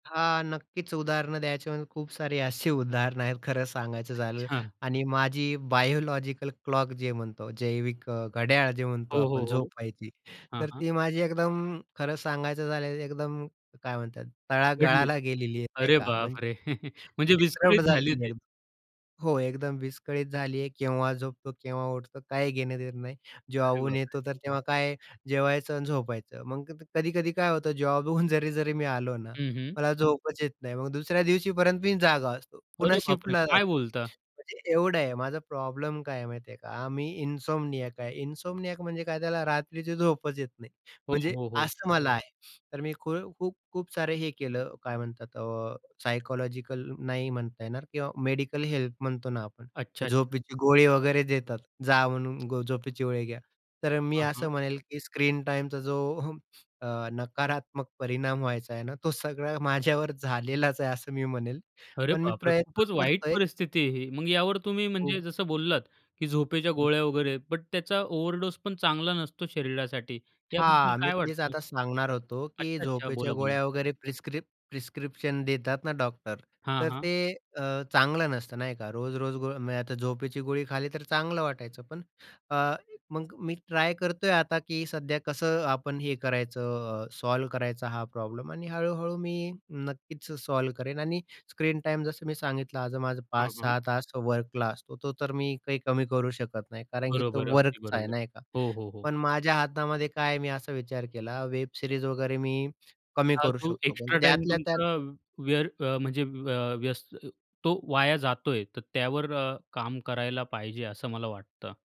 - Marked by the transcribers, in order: laughing while speaking: "अशी"; in English: "बायोलॉजिकल क्लॉक"; tapping; in English: "डिसरप्ट"; chuckle; other background noise; in English: "इनसोमनियाक"; in English: "इनसोमनियाक"; chuckle; in English: "प्रिस्क्रिप प्रिस्क्रिप्शन"; in English: "सॉल्व्ह"; in English: "सॉल्व्ह"; in English: "वेब सीरीज"
- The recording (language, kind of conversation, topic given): Marathi, podcast, तुम्ही रोज साधारण किती वेळ फोन वापरता, आणि त्याबद्दल तुम्हाला काय वाटतं?